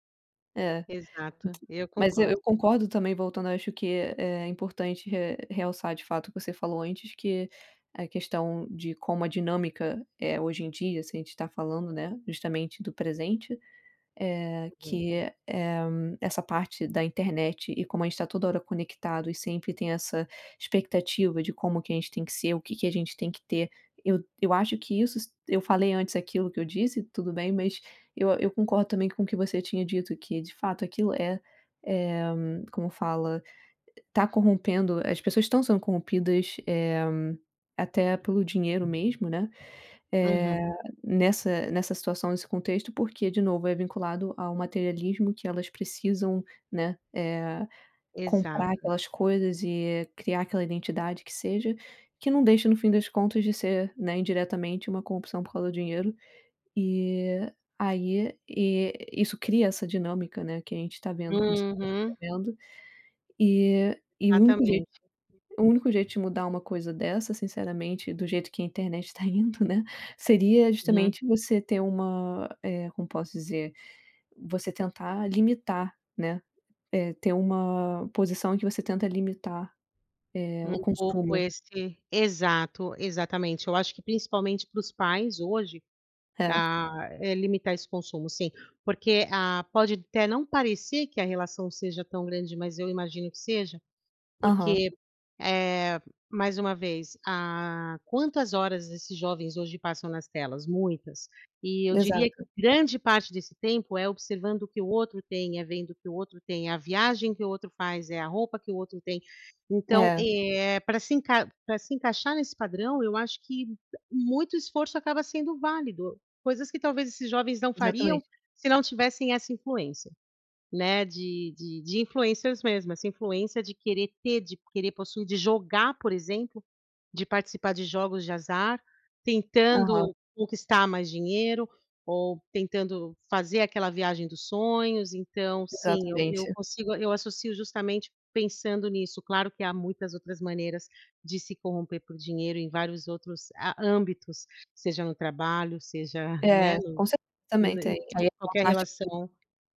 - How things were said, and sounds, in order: tapping; other background noise
- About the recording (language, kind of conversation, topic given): Portuguese, unstructured, Você acha que o dinheiro pode corromper as pessoas?